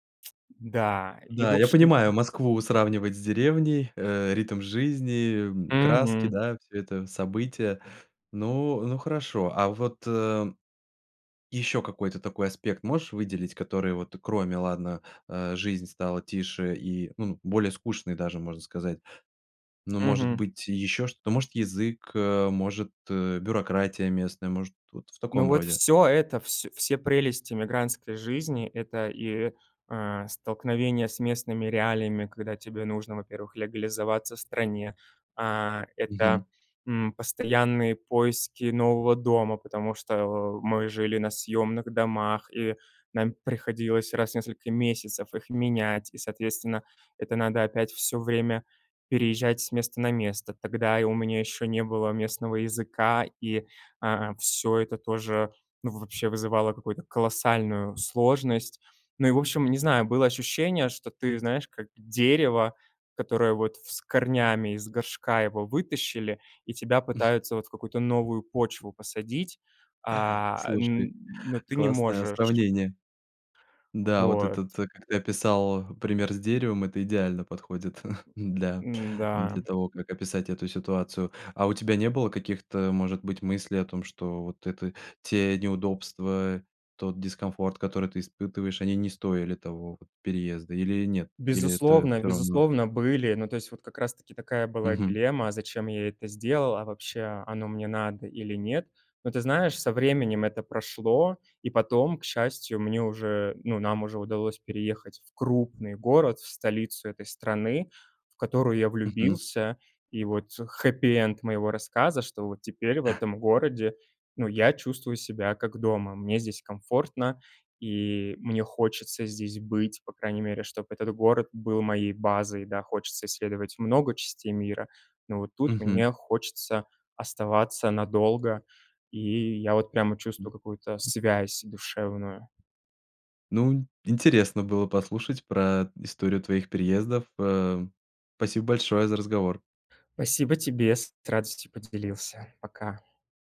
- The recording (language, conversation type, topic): Russian, podcast, Как вы приняли решение уехать из родного города?
- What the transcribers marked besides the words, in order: tapping; other background noise; chuckle; chuckle; other noise